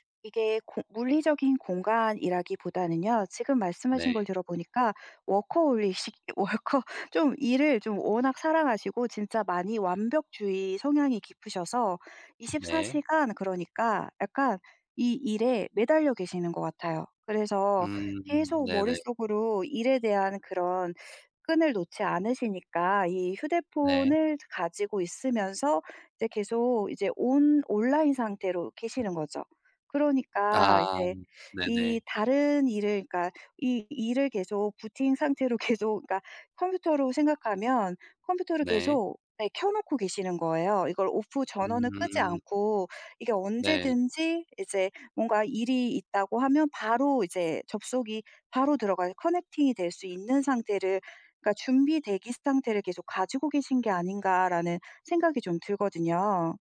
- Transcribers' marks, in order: laughing while speaking: "월커"; other background noise; in English: "Booting"; laughing while speaking: "계속"; put-on voice: "off"; in English: "off"; put-on voice: "Connecting이"; in English: "Connecting이"
- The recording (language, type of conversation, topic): Korean, advice, 아침마다 피곤하고 개운하지 않은 이유가 무엇인가요?